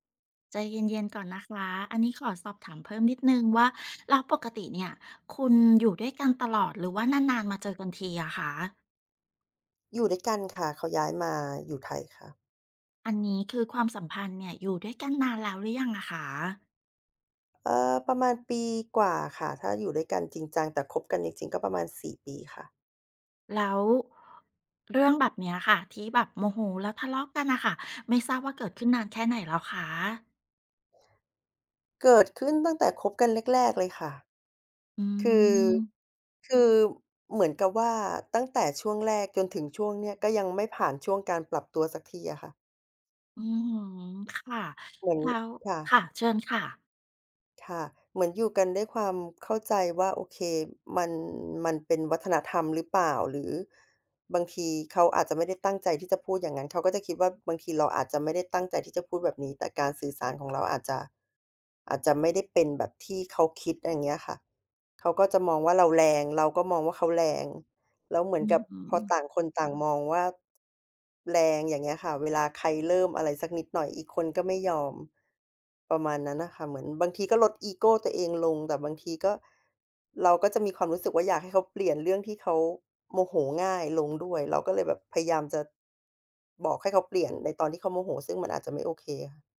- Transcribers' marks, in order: other background noise; tapping; drawn out: "อืม"
- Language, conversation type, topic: Thai, advice, คุณทะเลาะกับแฟนบ่อยแค่ไหน และมักเป็นเรื่องอะไร?